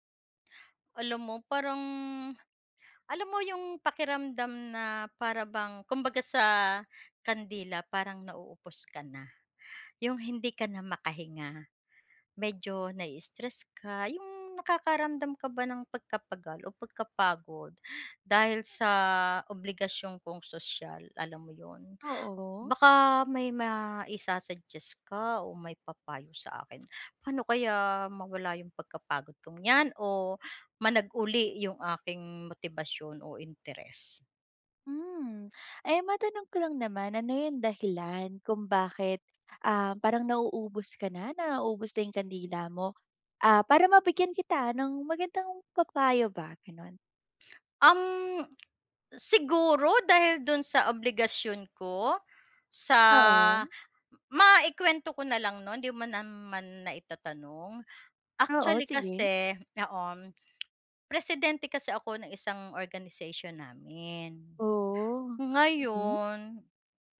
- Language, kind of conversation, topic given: Filipino, advice, Paano ko sasabihin nang maayos na ayaw ko munang dumalo sa mga okasyong inaanyayahan ako dahil napapagod na ako?
- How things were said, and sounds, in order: "managuli" said as "bumalik"